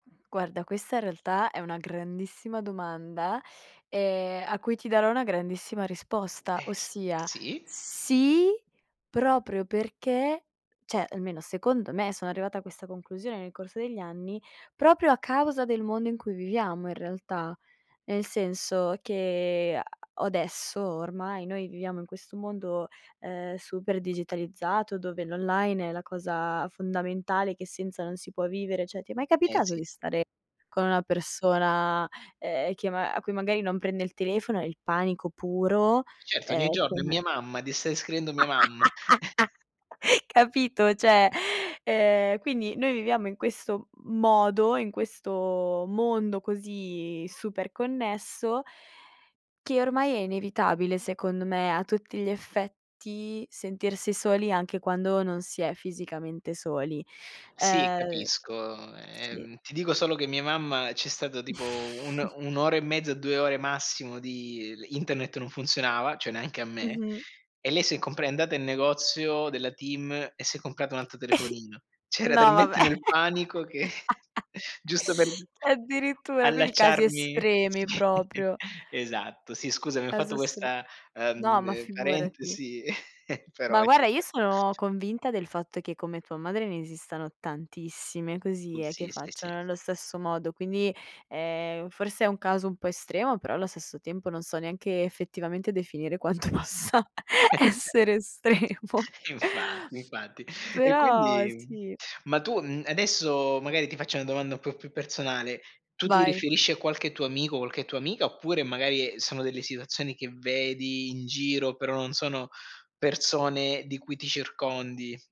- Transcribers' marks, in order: other background noise; "cioè" said as "ceh"; "adesso" said as "odesso"; "Cioè" said as "ceh"; laugh; laughing while speaking: "Capito? ceh"; "Cioè" said as "ceh"; chuckle; chuckle; "cioè" said as "ceh"; tapping; chuckle; laugh; "Cioè" said as "ceh"; laughing while speaking: "che"; chuckle; laughing while speaking: "sì"; chuckle; chuckle; laughing while speaking: "quanto possa essere estremo"; unintelligible speech
- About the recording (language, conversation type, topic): Italian, podcast, Ti è mai capitato di sentirti solo anche se eri circondato da persone?